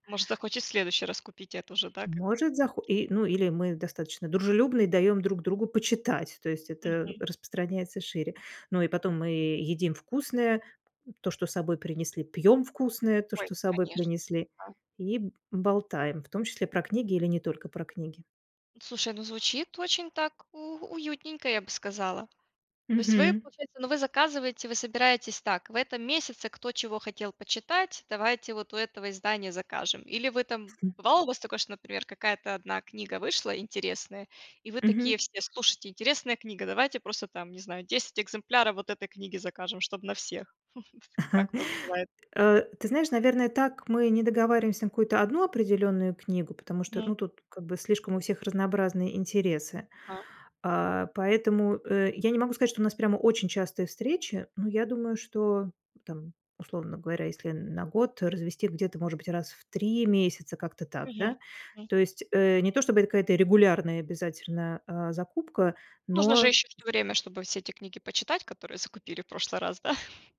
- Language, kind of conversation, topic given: Russian, podcast, Как бороться с одиночеством в большом городе?
- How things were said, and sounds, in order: unintelligible speech; chuckle; chuckle; tapping; laughing while speaking: "да?"; chuckle